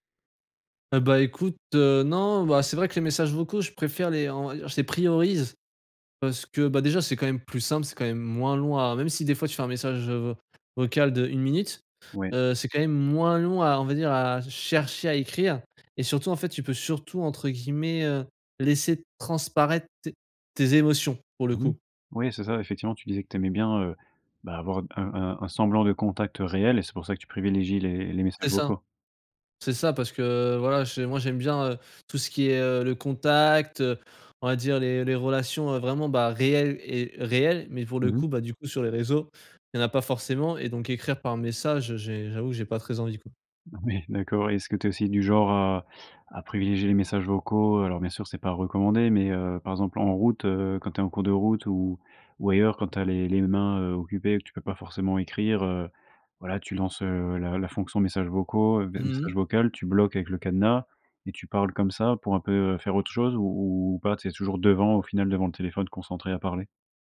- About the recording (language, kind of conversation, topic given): French, podcast, Comment les réseaux sociaux ont-ils changé ta façon de parler ?
- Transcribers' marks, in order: stressed: "priorise"; laughing while speaking: "Ouais"